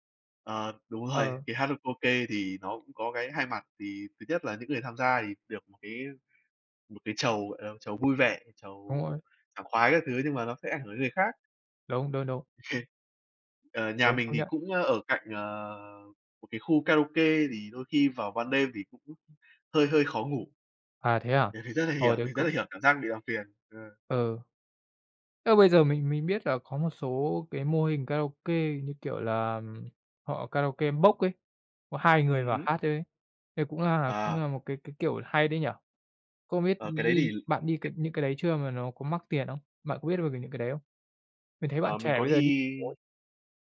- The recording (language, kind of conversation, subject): Vietnamese, unstructured, Bạn thường dành thời gian rảnh để làm gì?
- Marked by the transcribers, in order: laughing while speaking: "đúng rồi"; "karaoke" said as "uoke"; other background noise; laugh; horn; tapping; unintelligible speech